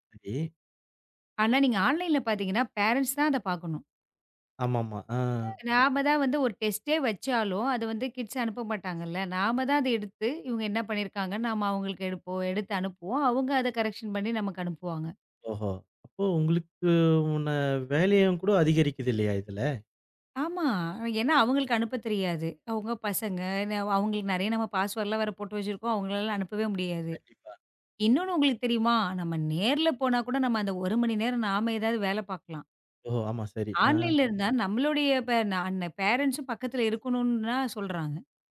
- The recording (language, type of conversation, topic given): Tamil, podcast, நீங்கள் இணைய வழிப் பாடங்களையா அல்லது நேரடி வகுப்புகளையா அதிகம் விரும்புகிறீர்கள்?
- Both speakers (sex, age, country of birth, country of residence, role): female, 35-39, India, India, guest; male, 40-44, India, India, host
- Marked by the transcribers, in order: in English: "ஆன்லைன்"; in another language: "பேரண்ட்ஸ்"; other noise; in English: "டெஸ்ட்"; in English: "கிட்ஸ்"; in English: "கரெக்க்ஷன்"; "உள்ள" said as "உன்ன"; in English: "பாஸ்வேர்ட்"; in English: "ஆன்லைன்ல"; in English: "பேரண்ட்ஸ்ம்"